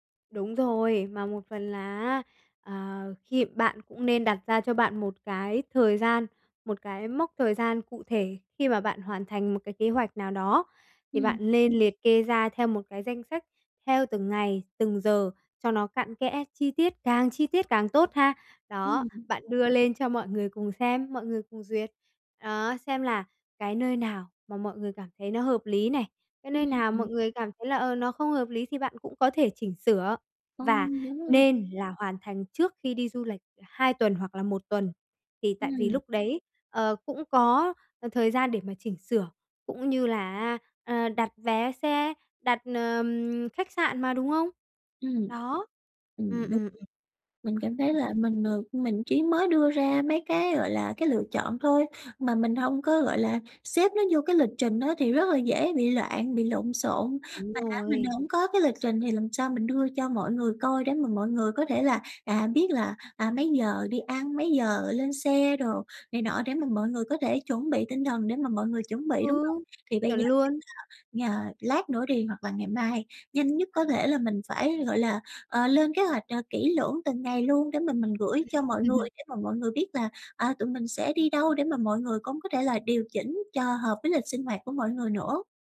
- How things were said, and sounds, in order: other background noise; laugh
- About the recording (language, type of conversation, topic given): Vietnamese, advice, Làm sao để bớt lo lắng khi đi du lịch xa?